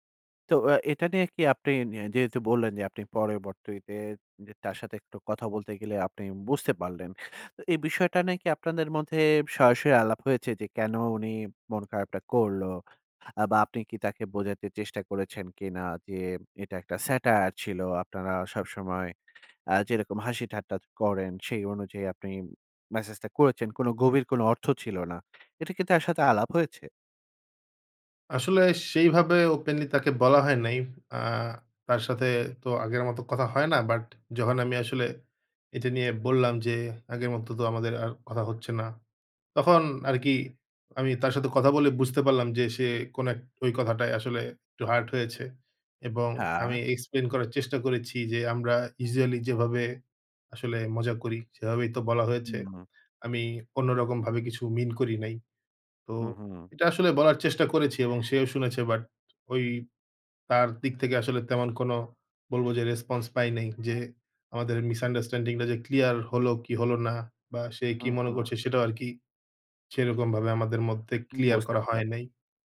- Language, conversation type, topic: Bengali, advice, টেক্সট বা ইমেইলে ভুল বোঝাবুঝি কীভাবে দূর করবেন?
- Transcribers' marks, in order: "পরবর্তিতে" said as "পরেবর্তীতে"; tapping; in English: "satire"; in English: "hurt"; in English: "মিন"; other animal sound; in English: "রেসপন্স"; in English: "misunderstanding"